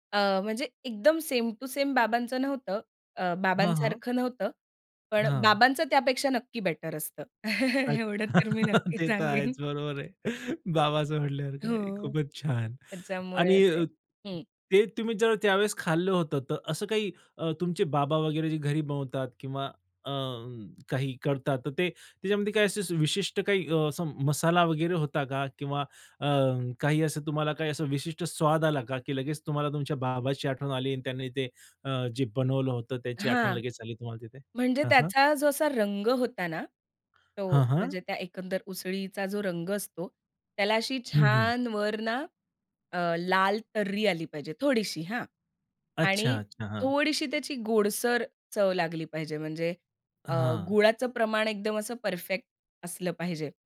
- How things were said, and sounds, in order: in English: "सेम टू सेम"; chuckle; laughing while speaking: "एवढं तर मी नक्की सांगेन"; laugh; laughing while speaking: "ते तर आहेच. बरोबर आहे. बाबाचं म्हणल्यावर काय खूपच छान"; tapping
- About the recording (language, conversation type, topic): Marathi, podcast, एखाद्या खास चवीमुळे तुम्हाला घरची आठवण कधी येते?